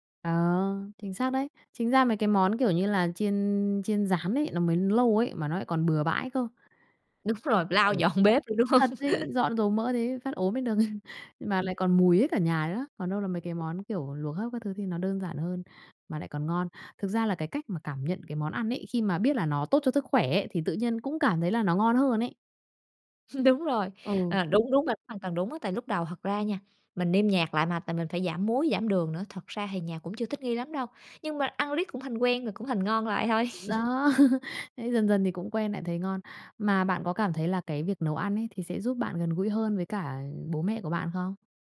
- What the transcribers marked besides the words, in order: tapping; laughing while speaking: "Đúng rồi lau dọn bếp nữa, đúng hông?"; laugh; laugh; laugh
- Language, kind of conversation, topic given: Vietnamese, podcast, Bạn thường nấu món gì khi muốn chăm sóc ai đó bằng một bữa ăn?